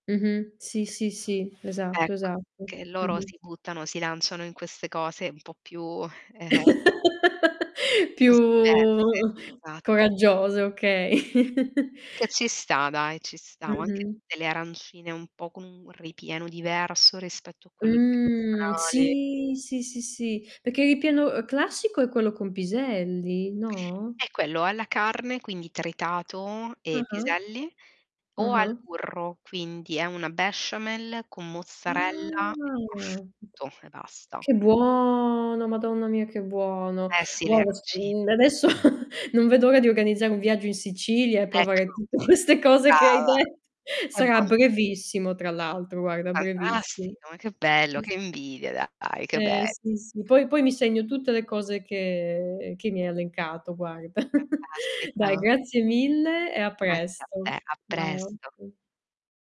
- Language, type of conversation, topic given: Italian, unstructured, Qual è il piatto tradizionale della tua regione che ami di più e perché?
- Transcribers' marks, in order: other background noise; distorted speech; chuckle; drawn out: "Più"; laughing while speaking: "okay"; chuckle; tapping; drawn out: "Mh, sì"; "besciamella" said as "besciamell"; drawn out: "Ah!"; drawn out: "buono"; unintelligible speech; chuckle; laughing while speaking: "tutte queste cose che hai detto"; unintelligible speech; unintelligible speech; drawn out: "che"; chuckle; unintelligible speech